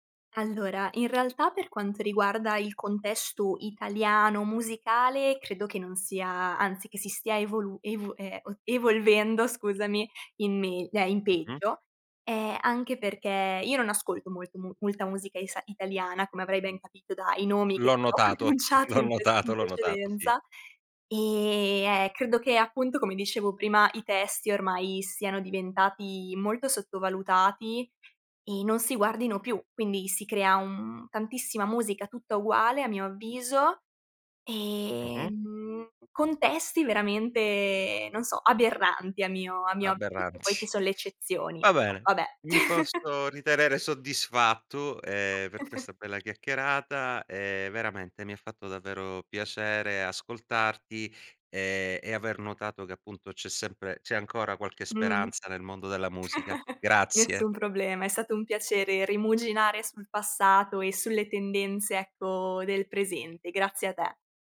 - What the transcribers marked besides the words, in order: laughing while speaking: "L'ho"; laughing while speaking: "pronunciato in prece"; other background noise; chuckle; chuckle; chuckle; chuckle
- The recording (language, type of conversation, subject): Italian, podcast, Quale canzone ti emoziona ancora, anche se la ascolti da anni?